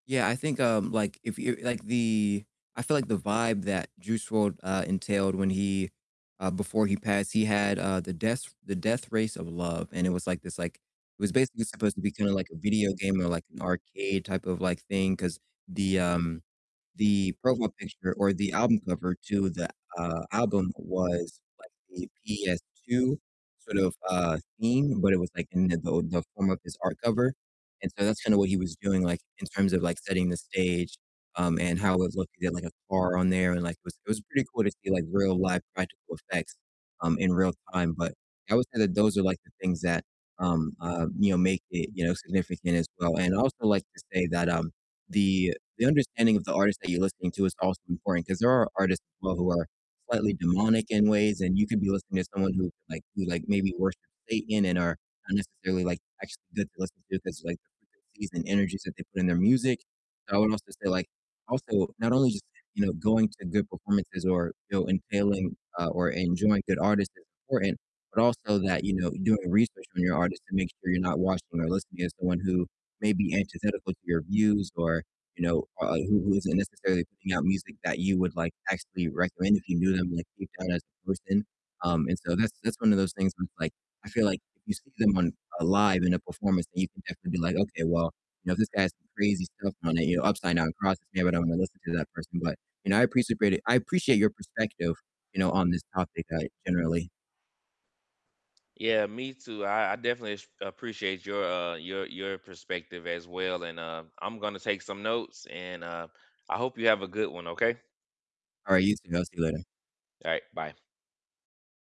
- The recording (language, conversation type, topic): English, unstructured, What is the best live performance you have ever seen, and where were you, who were you with, and what made it unforgettable?
- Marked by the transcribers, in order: static; distorted speech; "appreciate" said as "apprecipate"